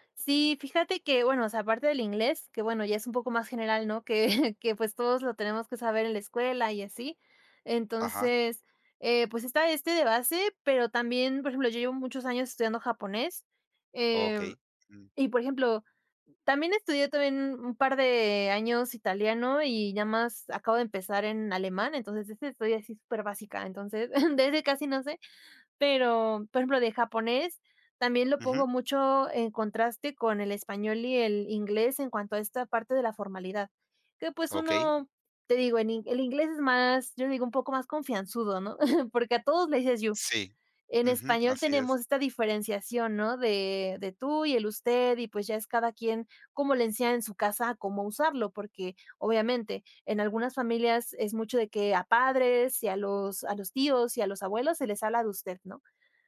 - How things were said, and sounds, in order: chuckle; chuckle; tapping; chuckle; in English: "you"
- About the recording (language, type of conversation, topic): Spanish, podcast, ¿Qué papel juega el idioma en tu identidad?